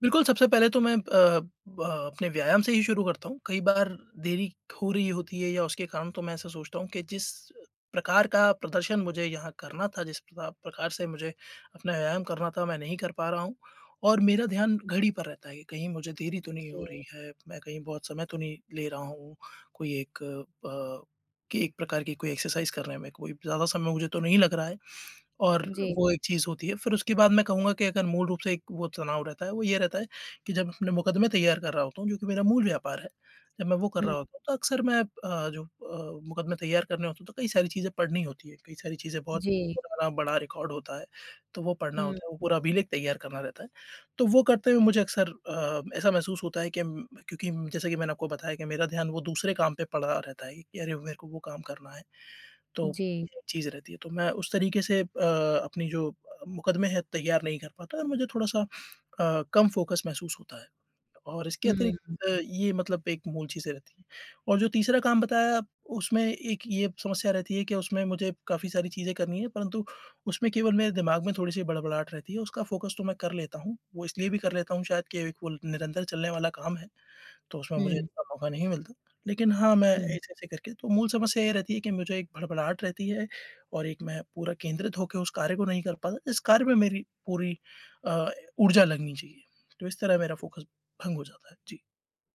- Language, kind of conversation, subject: Hindi, advice, लंबे समय तक ध्यान कैसे केंद्रित रखूँ?
- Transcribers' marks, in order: tapping; in English: "एक्सरसाइज़"; in English: "रिकॉर्ड"; other noise; in English: "फोकस"; in English: "फोकस"; other background noise; in English: "फोकस"